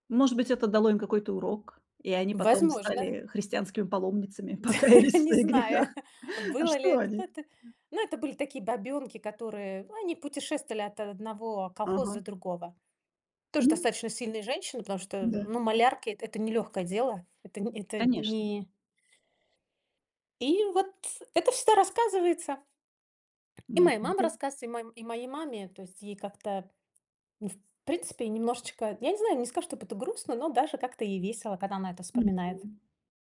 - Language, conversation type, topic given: Russian, podcast, Есть ли в вашей семье истории, которые вы рассказываете снова и снова?
- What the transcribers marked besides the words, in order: laugh; chuckle; laughing while speaking: "Покаялись в своих грехах"; other noise; tapping